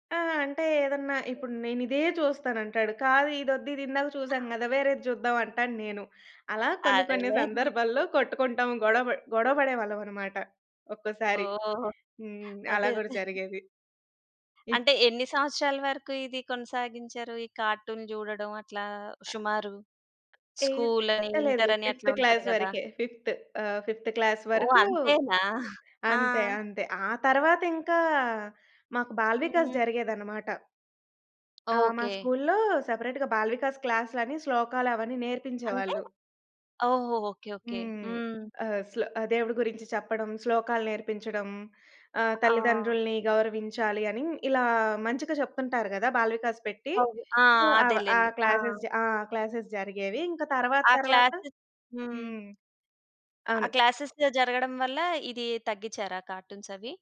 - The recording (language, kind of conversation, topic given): Telugu, podcast, మీకు చిన్నప్పటి కార్టూన్లలో ఏది వెంటనే గుర్తొస్తుంది, అది మీకు ఎందుకు ప్రత్యేకంగా అనిపిస్తుంది?
- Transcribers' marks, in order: giggle; giggle; in English: "కార్టూన్"; other background noise; in English: "ఫిఫ్త్ క్లాస్"; in English: "ఫిఫ్త్"; in English: "ఫిఫ్త్ క్లాస్"; giggle; tapping; in English: "సెపరేట్‌గా"; in English: "సో"; in English: "క్లాస్సెస్"; in English: "క్లాస్సెస్"; in English: "క్లాసేస్"; in English: "కార్టూన్స్"